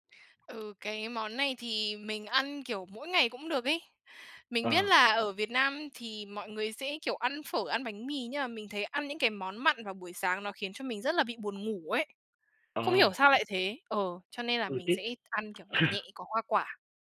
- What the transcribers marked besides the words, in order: tapping; laugh
- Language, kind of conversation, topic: Vietnamese, podcast, Buổi sáng bạn thường bắt đầu ngày mới như thế nào?